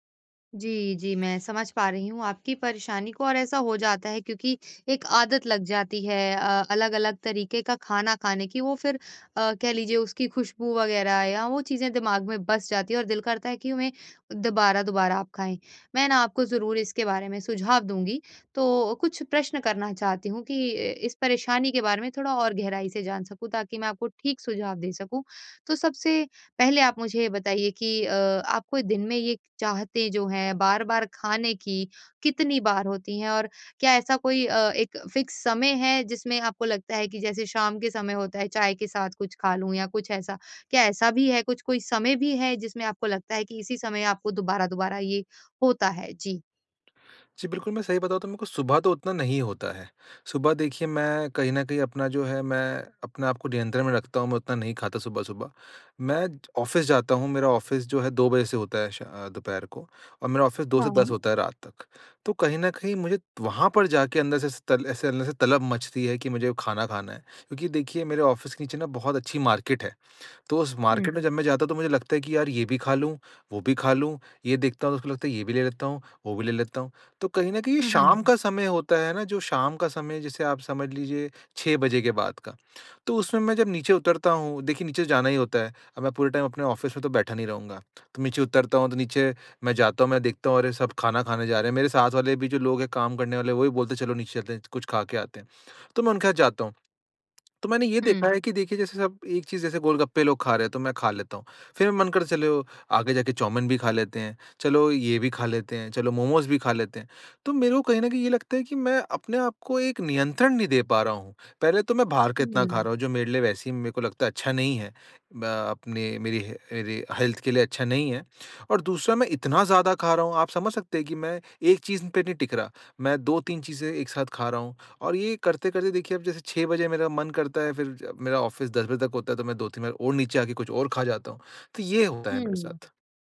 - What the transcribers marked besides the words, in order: in English: "फिक्स"; in English: "ऑफिस"; in English: "ऑफिस"; in English: "ऑफिस"; in English: "ऑफिस"; in English: "मार्केट"; in English: "मार्केट"; in English: "टाइम"; in English: "ऑफिस"; in English: "हेल्थ"; in English: "ऑफिस"; other noise
- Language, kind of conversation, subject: Hindi, advice, भोजन में आत्म-नियंत्रण की कमी